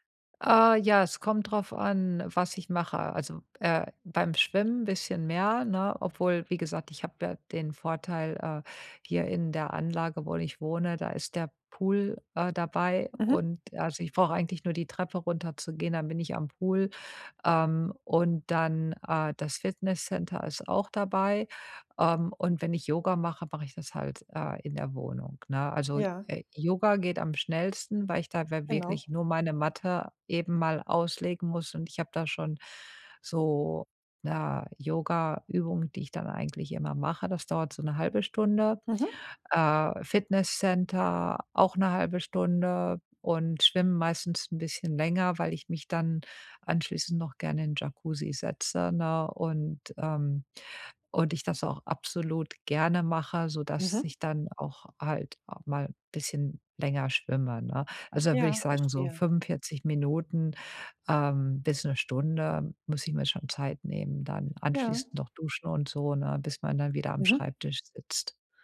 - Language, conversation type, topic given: German, advice, Wie finde ich die Motivation, regelmäßig Sport zu treiben?
- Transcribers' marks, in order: none